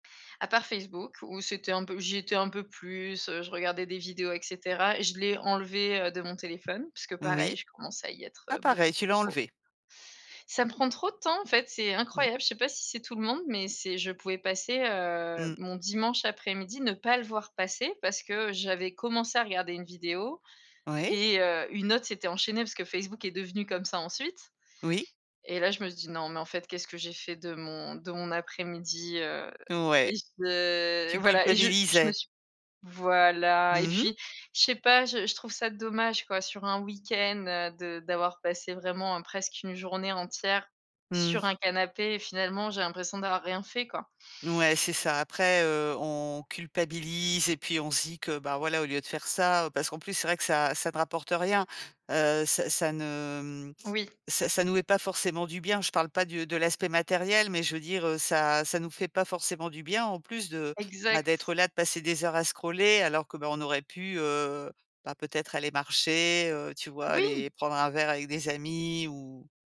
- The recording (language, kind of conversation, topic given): French, podcast, Comment fais-tu pour déconnecter le soir ?
- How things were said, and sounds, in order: tapping; stressed: "pas"; stressed: "voilà"; in English: "scroller"